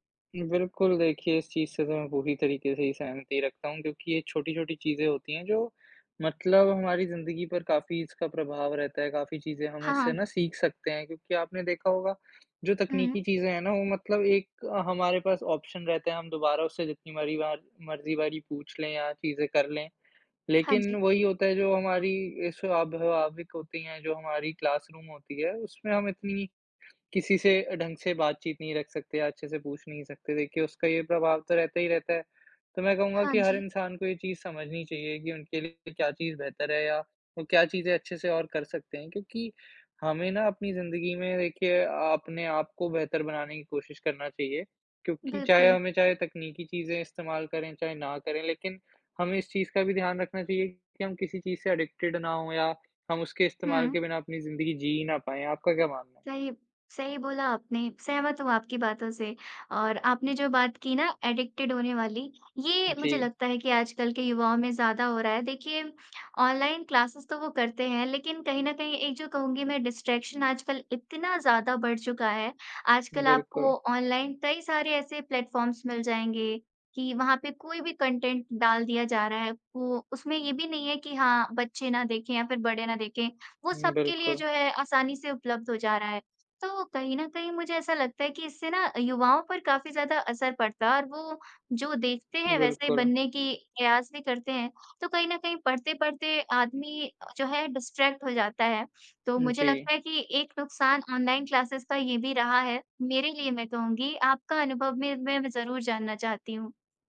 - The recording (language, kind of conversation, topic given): Hindi, unstructured, तकनीक ने आपकी पढ़ाई पर किस तरह असर डाला है?
- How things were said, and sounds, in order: in English: "ऑप्शन"; in English: "क्लासरूम"; in English: "एडिक्टेड"; in English: "एडिक्टेड"; in English: "ऑनलाइन क्लासेज़"; in English: "डिस्ट्रैक्शन"; in English: "प्लेटफॉर्म्स"; in English: "कंटेंट"; in English: "डिस्ट्रैक्ट"; in English: "ऑनलाइन क्लासेज़"